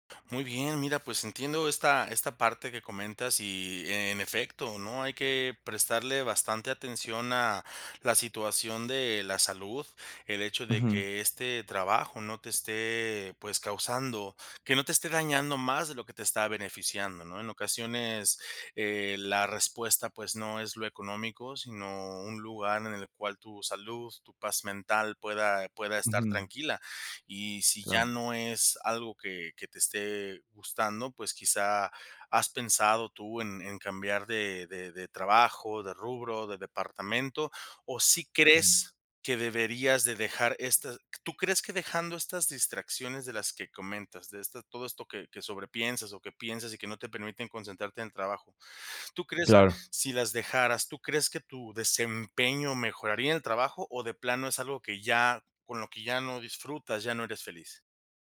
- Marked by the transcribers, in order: other background noise; tapping
- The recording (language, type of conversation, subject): Spanish, advice, ¿Qué distracciones frecuentes te impiden concentrarte en el trabajo?